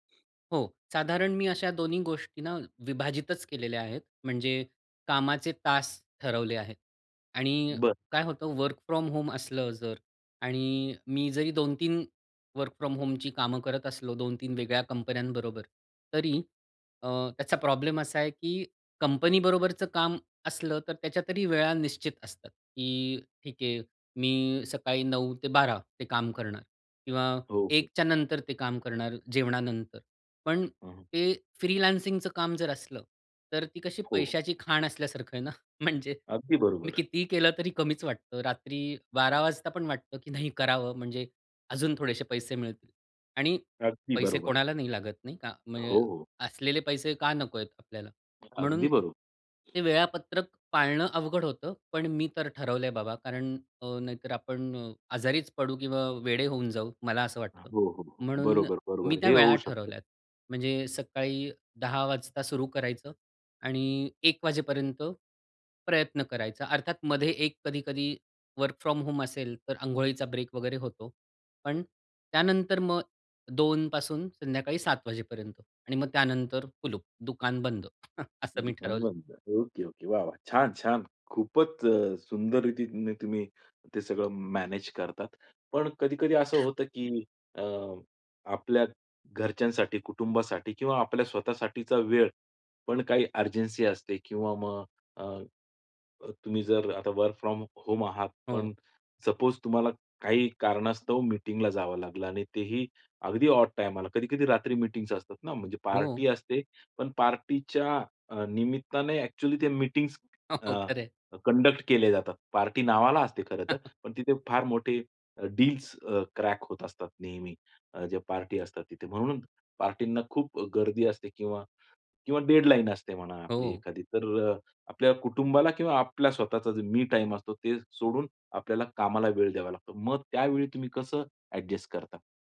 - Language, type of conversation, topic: Marathi, podcast, काम आणि वैयक्तिक आयुष्यातील संतुलन तुम्ही कसे साधता?
- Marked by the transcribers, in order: in English: "वर्क फ्रॉम होम"; in English: "वर्क फ्रॉम होमची"; in English: "फ्रीलान्सिंगच"; chuckle; other background noise; in English: "वर्क फ्रॉम होम"; chuckle; in English: "वर्क फ्रॉम होम"; in English: "सपोज"; in English: "ऑड"; in English: "कंडक्ट"; chuckle; in English: "क्रॅक"